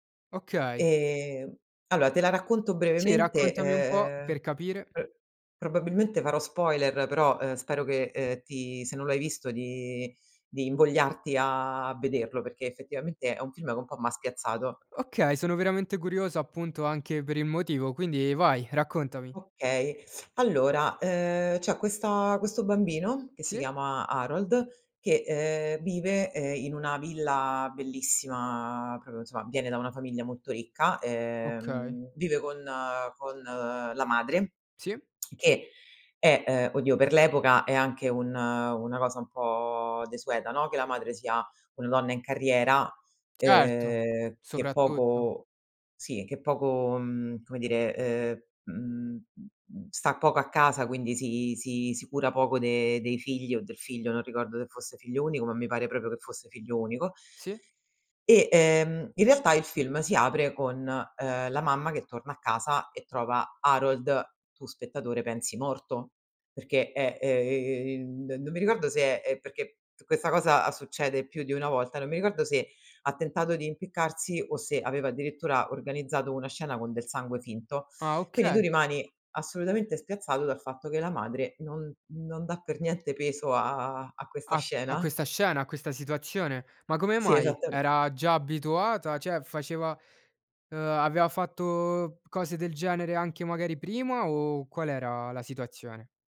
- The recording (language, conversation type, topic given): Italian, podcast, Qual è un film che ti ha cambiato la prospettiva sulla vita?
- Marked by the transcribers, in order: "allora" said as "alloa"; "cioè" said as "ceh"; "aveva" said as "avea"